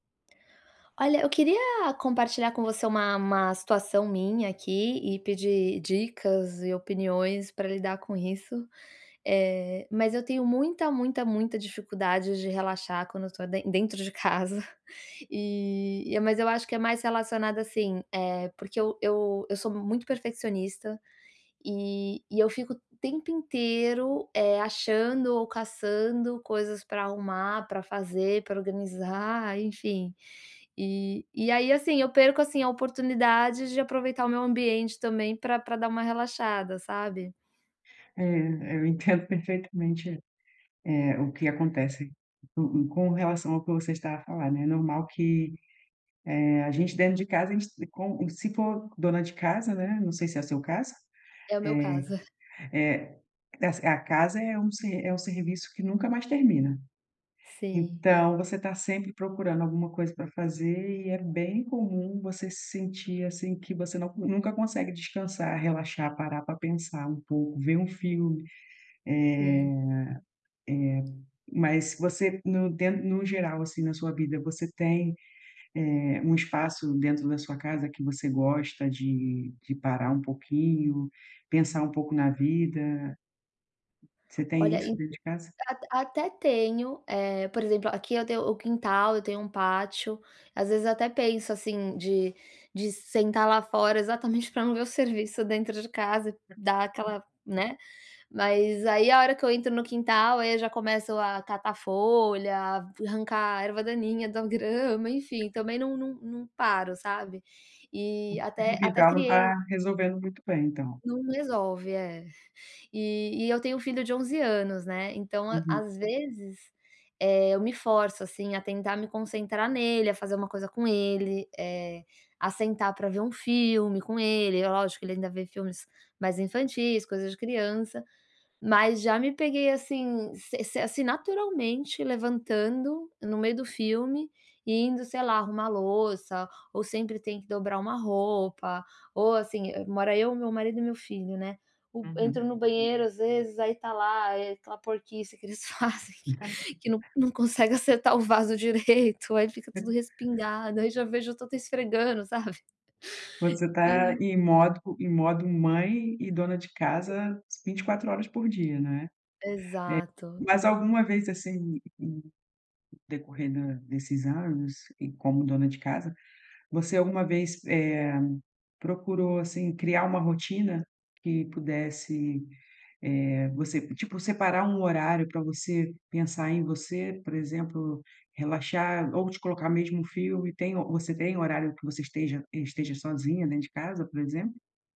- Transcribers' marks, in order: tapping; laughing while speaking: "entendo"; drawn out: "eh"; unintelligible speech; unintelligible speech; laughing while speaking: "fazem"; chuckle; laughing while speaking: "direito"; chuckle; laughing while speaking: "sabe"
- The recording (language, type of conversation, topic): Portuguese, advice, Como posso relaxar melhor em casa?